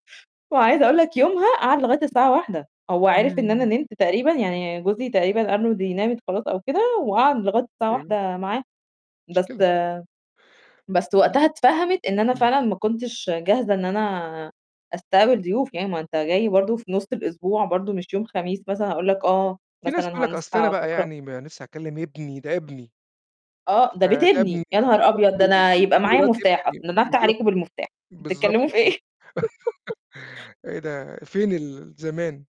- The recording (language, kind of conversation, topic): Arabic, podcast, إيه عاداتكم لما ييجي ضيف مفاجئ للبيت؟
- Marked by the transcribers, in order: distorted speech; laughing while speaking: "بتتكلموا في إيه؟"; laugh; chuckle